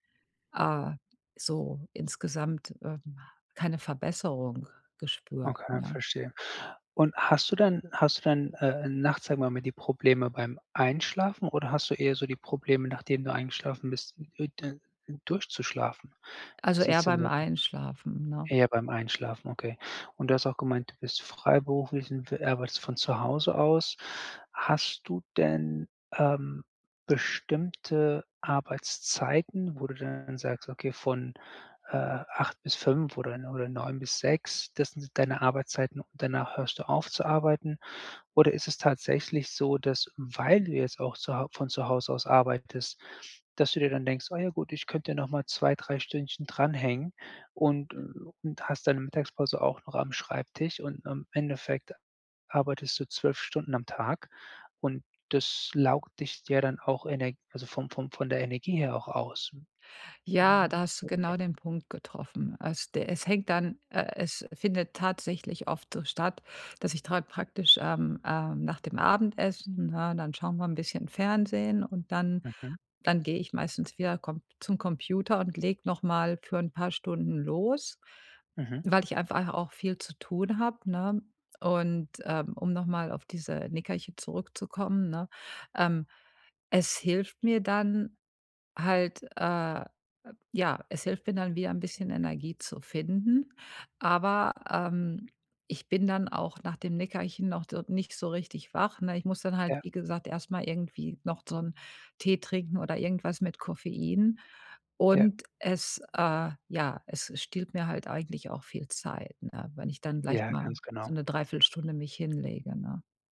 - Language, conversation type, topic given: German, advice, Wie kann ich Nickerchen nutzen, um wacher zu bleiben?
- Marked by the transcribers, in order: stressed: "Einschlafen"; stressed: "weil"; "da" said as "dra"